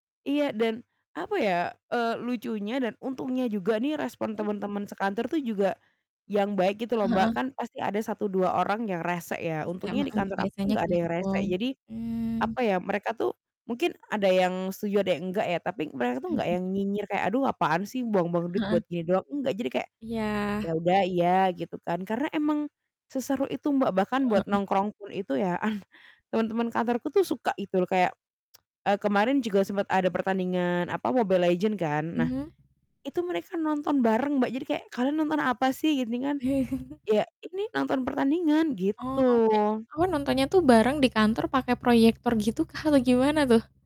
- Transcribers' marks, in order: static; distorted speech; mechanical hum; unintelligible speech; laughing while speaking: "an"; tsk; chuckle; other background noise
- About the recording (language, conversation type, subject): Indonesian, unstructured, Apa momen paling lucu yang pernah kamu alami saat bekerja?